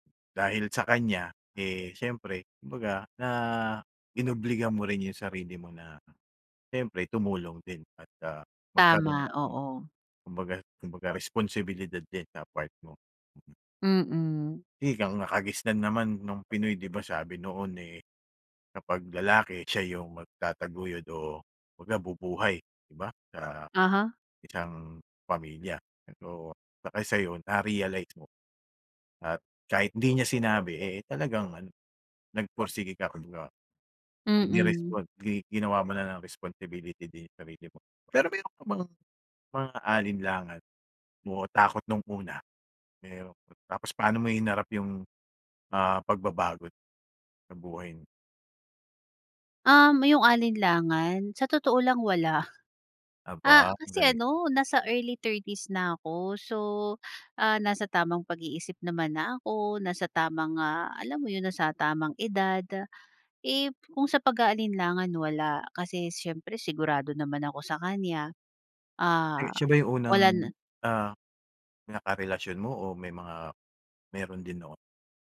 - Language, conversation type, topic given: Filipino, podcast, Sino ang bigla mong nakilala na nagbago ng takbo ng buhay mo?
- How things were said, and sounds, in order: "ang" said as "kang"; unintelligible speech